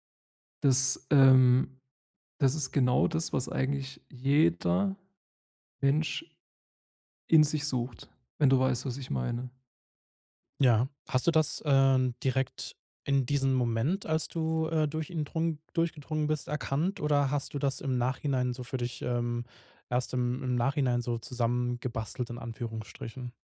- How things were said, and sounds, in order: none
- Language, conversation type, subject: German, podcast, Wie zeigst du, dass du jemanden wirklich verstanden hast?